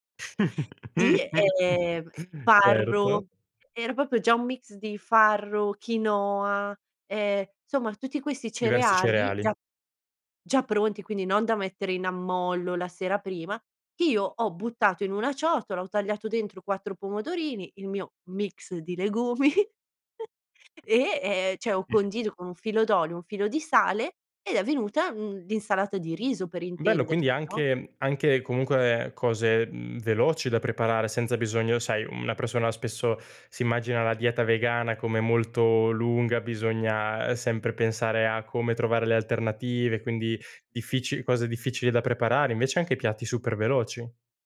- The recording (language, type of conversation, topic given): Italian, podcast, Come posso far convivere gusti diversi a tavola senza litigare?
- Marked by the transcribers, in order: chuckle; "proprio" said as "popio"; "insomma" said as "nsomma"; laughing while speaking: "legumi"; chuckle; "cioè" said as "ceh"; tapping; other background noise